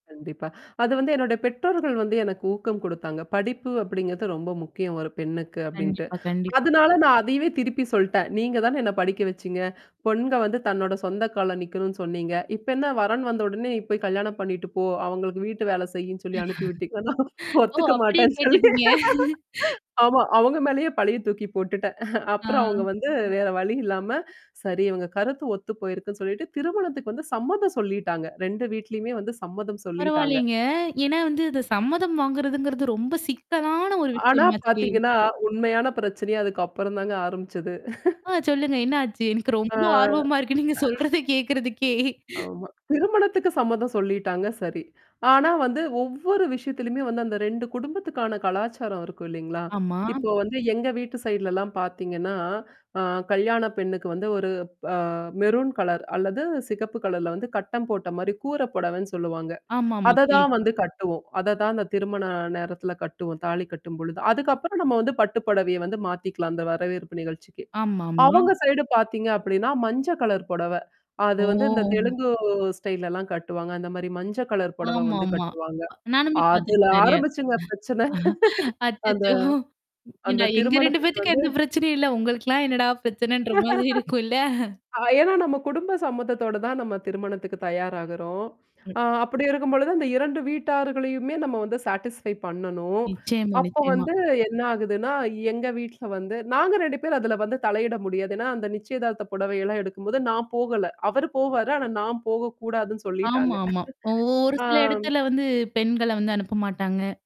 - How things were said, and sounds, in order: tapping; mechanical hum; distorted speech; other background noise; laughing while speaking: "ஓ! அப்டியே கேட்டுட்டீங்க?"; laughing while speaking: "அனுப்பி விட்டீக்கன்னா ஒத்துக்க மாட்டேன்னு சொல்லி ஆமா. அவங்க மேலேயே பழிய தூக்கி போட்டுட்டேன்"; chuckle; laughing while speaking: "எனக்கு ரொம்ப ஆர்வமா இருக்கு நீங்க சொல்றத கே்கறதுக்கே"; other noise; in English: "சைட்லலாம்"; in English: "மெரூன்"; in English: "சைடு"; drawn out: "ஓ!"; drawn out: "தெலுங்கு"; in English: "ஸ்டைல்லாம்"; laughing while speaking: "அச்சச்சோ! ஏன்டா எங்க ரெண்டு பேத்துக்கும் … மாதிரி இருக்கும் இல்ல?"; chuckle; laugh; static; in English: "சாட்டிஸ்ஃபை"; chuckle
- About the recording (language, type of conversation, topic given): Tamil, podcast, கலாச்சார வேறுபாடுகள் காதல் உறவுகளை எவ்வாறு பாதிக்கின்றன?